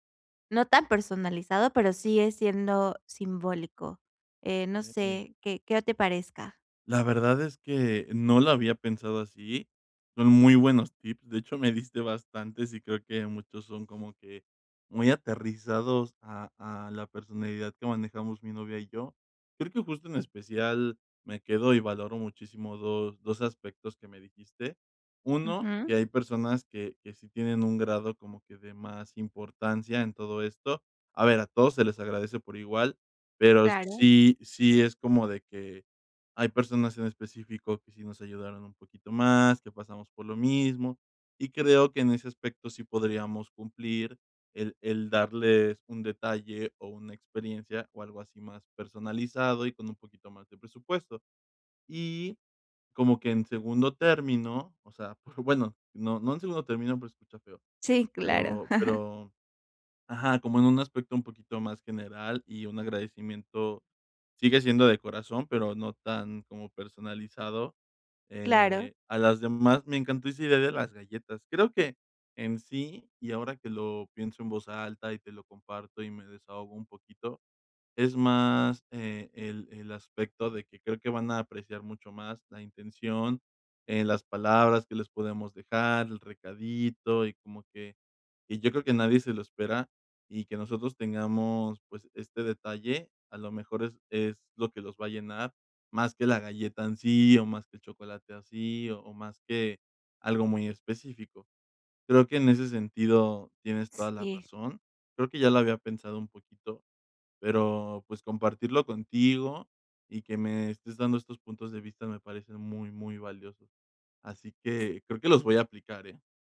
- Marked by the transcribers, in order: chuckle
- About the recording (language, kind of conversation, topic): Spanish, advice, ¿Cómo puedo comprar un regalo memorable sin conocer bien sus gustos?